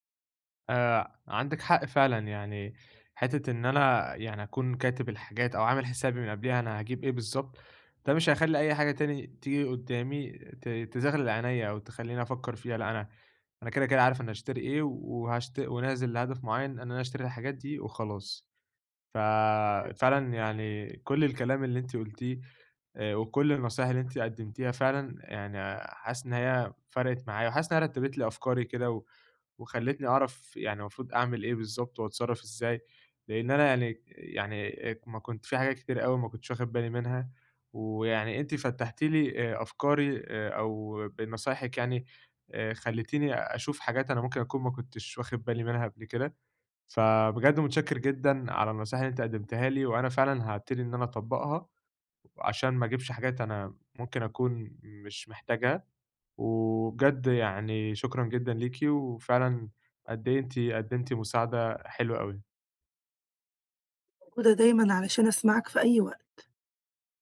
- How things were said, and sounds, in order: other background noise
- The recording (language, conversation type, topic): Arabic, advice, إزاي أقلّل من شراء حاجات مش محتاجها؟